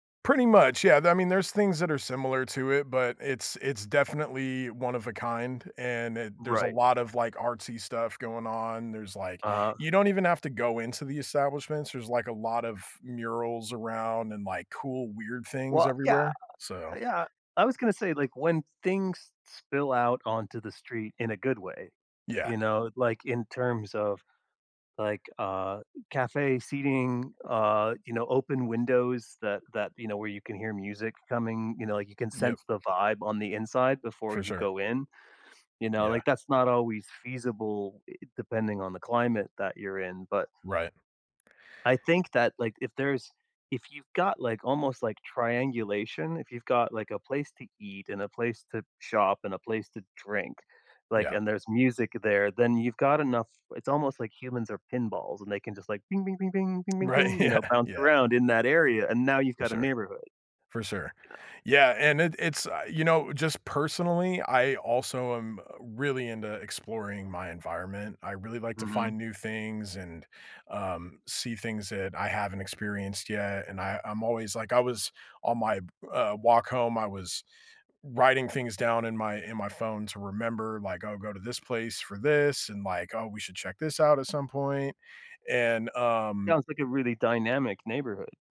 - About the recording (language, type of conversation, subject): English, unstructured, How can I make my neighborhood worth lingering in?
- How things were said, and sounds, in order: tapping; other background noise; laughing while speaking: "yeah"